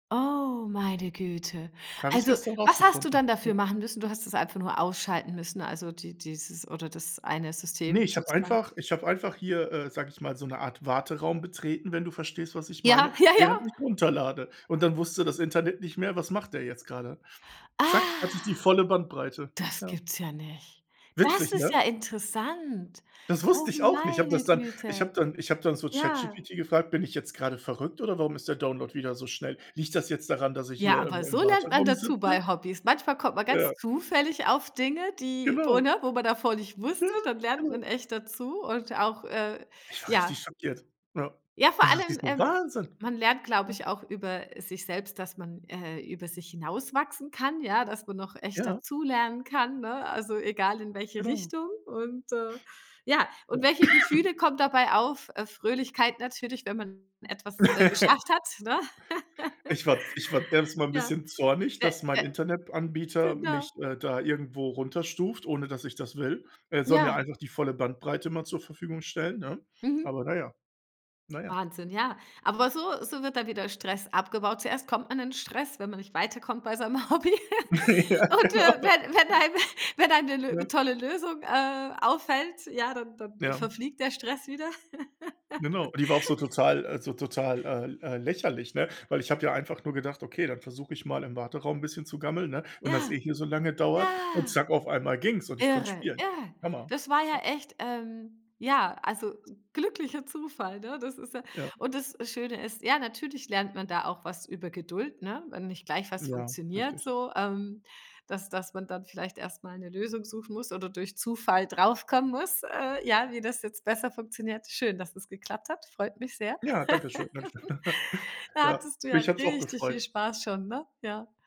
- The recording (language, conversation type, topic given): German, unstructured, Was lernst du durch deine Hobbys über dich selbst?
- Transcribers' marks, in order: laughing while speaking: "Ja, ja, ja"; surprised: "Ah, das gibt's ja nicht. Das ist ja interessant. Oh, meine Güte"; joyful: "Ja, genau"; other background noise; cough; chuckle; chuckle; chuckle; laughing while speaking: "Ja, genau"; laughing while speaking: "Hobby. Und, äh, wenn wenn einem wenn einem 'ne 'ne tolle Lösung"; chuckle; unintelligible speech; chuckle; drawn out: "ja"; anticipating: "ja"; chuckle; drawn out: "richtig"